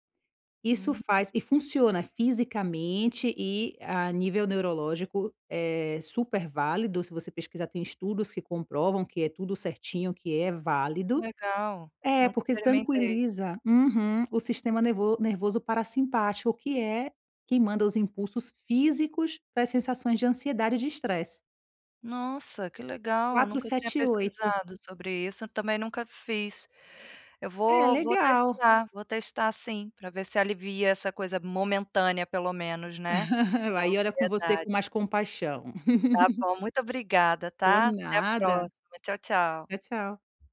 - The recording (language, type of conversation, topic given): Portuguese, advice, Como posso conviver com a ansiedade sem me sentir culpado?
- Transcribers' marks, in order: laugh; laugh